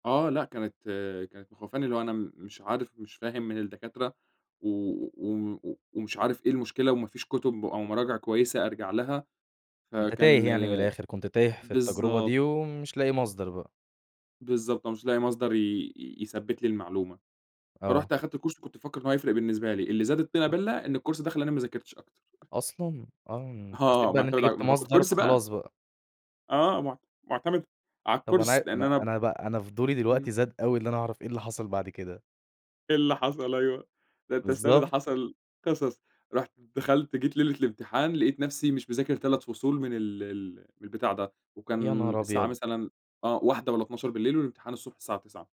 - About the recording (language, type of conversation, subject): Arabic, podcast, إمتى حصل معاك إنك حسّيت بخوف كبير وده خلّاك تغيّر حياتك؟
- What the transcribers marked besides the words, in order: in English: "كورس"; tapping; in English: "الكورس"; chuckle; in English: "كورس"; in English: "الكورس"; laughing while speaking: "إيه اللي حصل؟ أيوه"